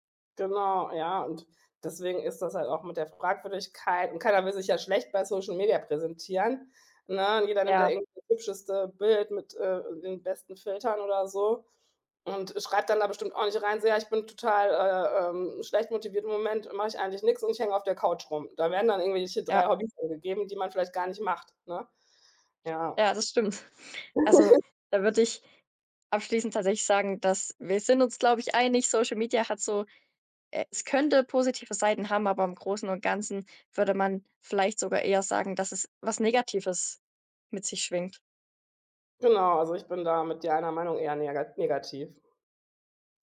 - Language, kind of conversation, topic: German, unstructured, Wie verändern soziale Medien unsere Gemeinschaft?
- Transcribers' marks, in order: laughing while speaking: "stimmt"; giggle; tapping